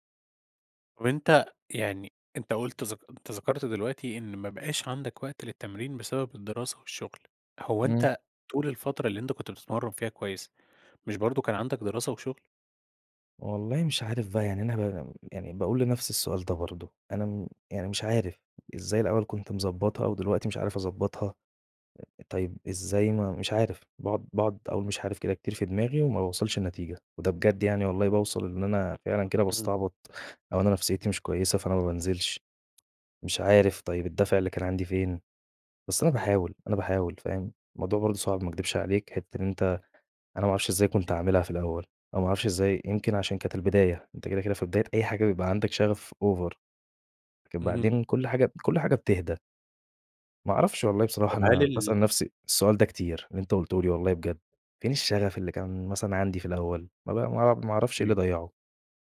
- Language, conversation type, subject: Arabic, advice, إزاي أقدر أستمر على جدول تمارين منتظم من غير ما أقطع؟
- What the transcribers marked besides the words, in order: tapping; in English: "Over"